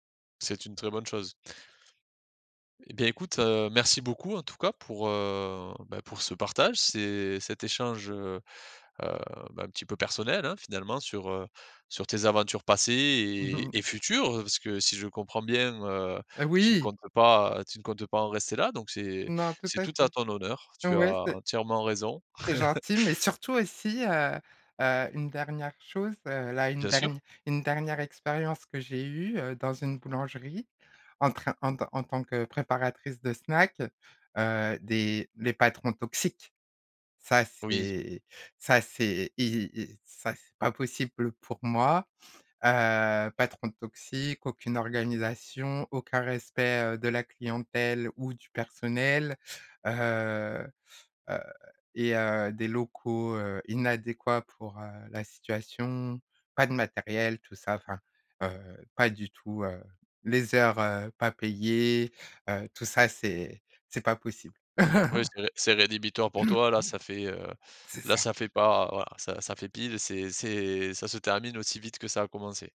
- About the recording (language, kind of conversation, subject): French, podcast, Qu’est-ce qui te ferait quitter ton travail aujourd’hui ?
- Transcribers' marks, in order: stressed: "personnel"; stressed: "passées"; chuckle; stressed: "futures"; stressed: "oui"; other background noise; chuckle; stressed: "toxiques"; chuckle